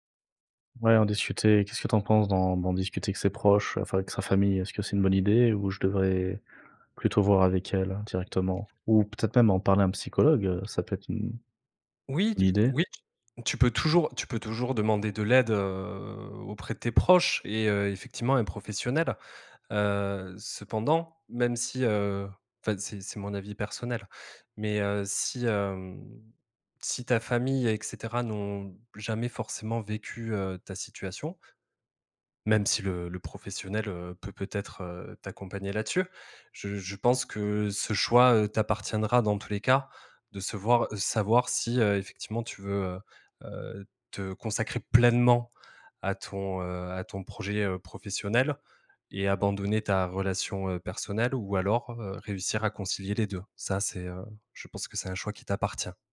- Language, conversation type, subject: French, advice, Ressentez-vous une pression sociale à vous marier avant un certain âge ?
- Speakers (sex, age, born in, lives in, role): male, 30-34, France, France, advisor; male, 30-34, France, France, user
- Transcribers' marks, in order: tapping; drawn out: "heu"; stressed: "pleinement"